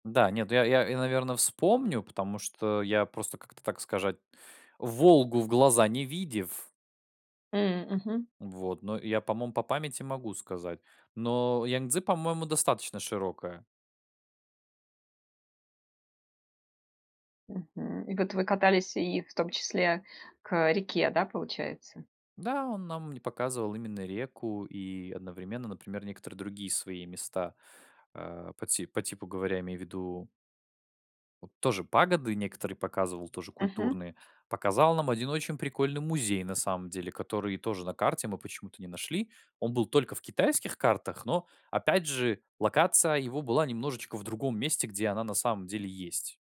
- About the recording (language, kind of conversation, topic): Russian, podcast, Расскажи о человеке, который показал тебе скрытое место?
- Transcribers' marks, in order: "сказать" said as "скажать"; stressed: "Волгу в глаза не видев"